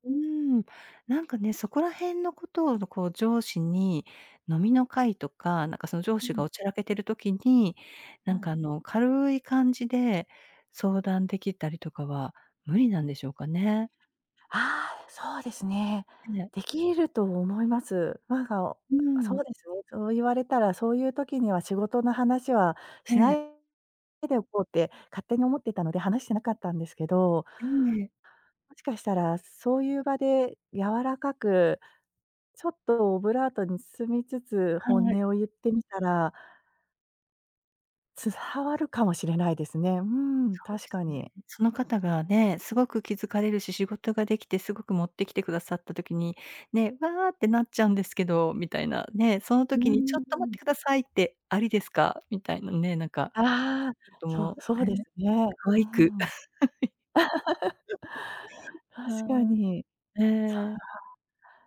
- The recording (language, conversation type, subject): Japanese, advice, 上司が交代して仕事の進め方が変わり戸惑っていますが、どう対処すればよいですか？
- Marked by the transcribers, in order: laugh